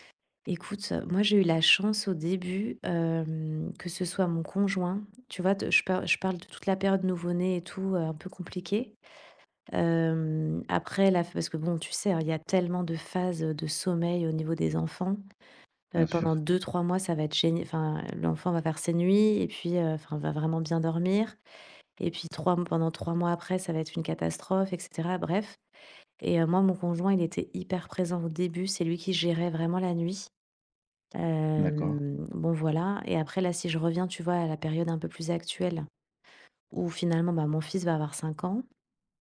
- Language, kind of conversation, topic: French, podcast, Comment se déroule le coucher des enfants chez vous ?
- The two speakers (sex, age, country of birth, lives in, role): female, 40-44, France, Spain, guest; male, 35-39, France, France, host
- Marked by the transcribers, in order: none